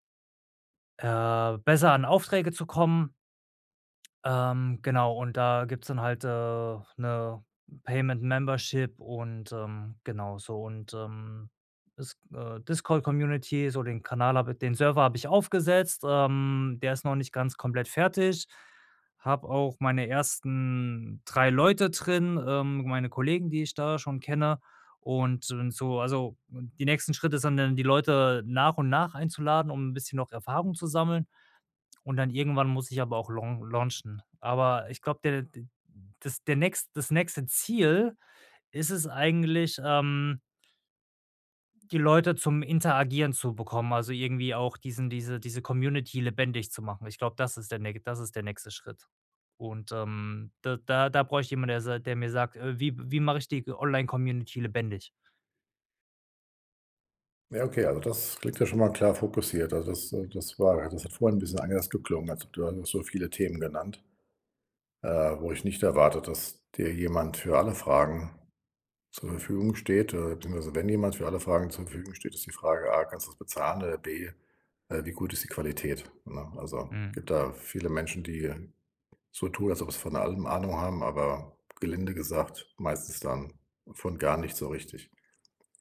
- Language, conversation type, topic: German, advice, Wie finde ich eine Mentorin oder einen Mentor und nutze ihre oder seine Unterstützung am besten?
- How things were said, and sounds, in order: in English: "Payment-Membership"